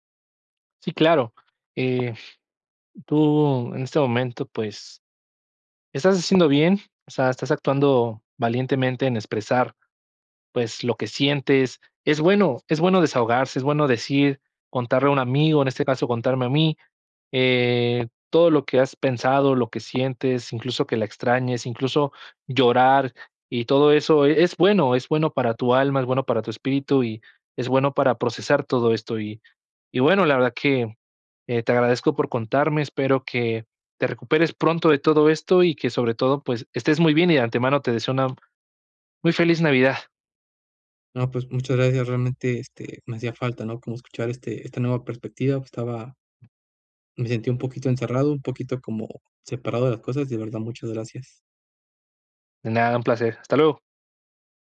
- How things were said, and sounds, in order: tapping
- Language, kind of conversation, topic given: Spanish, advice, ¿Cómo ha influido una pérdida reciente en que replantees el sentido de todo?